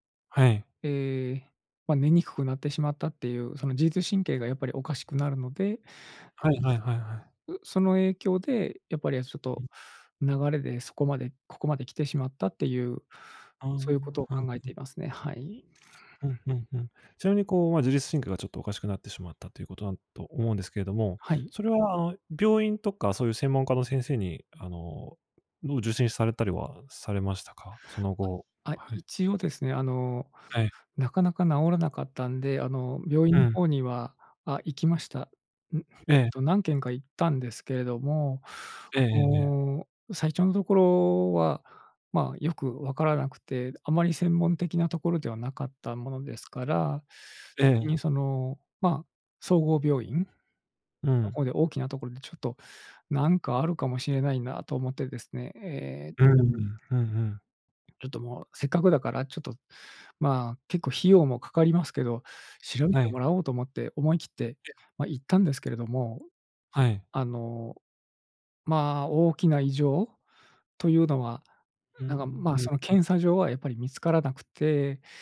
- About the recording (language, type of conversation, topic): Japanese, advice, 夜なかなか寝つけず毎晩寝不足で困っていますが、どうすれば改善できますか？
- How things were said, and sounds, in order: other noise; other background noise; tapping